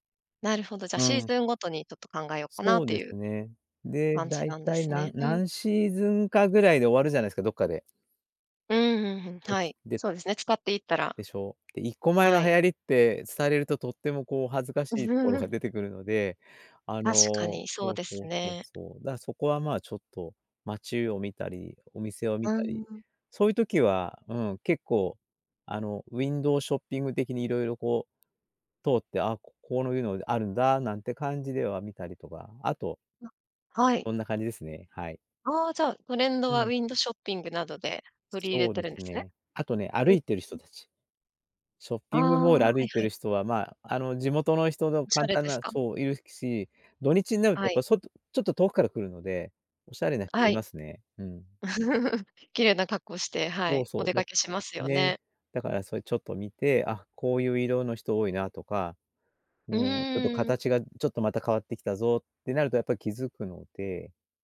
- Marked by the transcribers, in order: laugh; other noise; other background noise; laugh
- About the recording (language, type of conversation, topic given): Japanese, podcast, 今の服の好みはどうやって決まった？